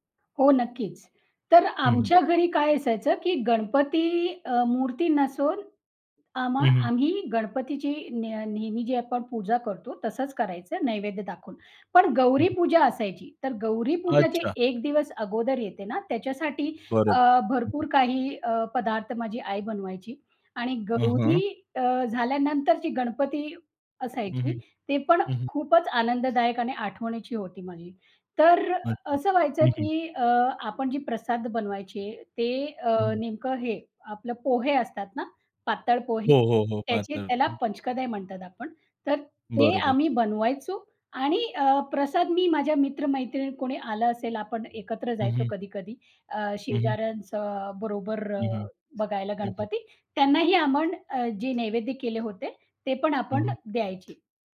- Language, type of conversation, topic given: Marathi, podcast, बालपणीचा एखादा सण साजरा करताना तुम्हाला सर्वात जास्त कोणती आठवण आठवते?
- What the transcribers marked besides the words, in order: other noise; tapping; "आपण" said as "आमण"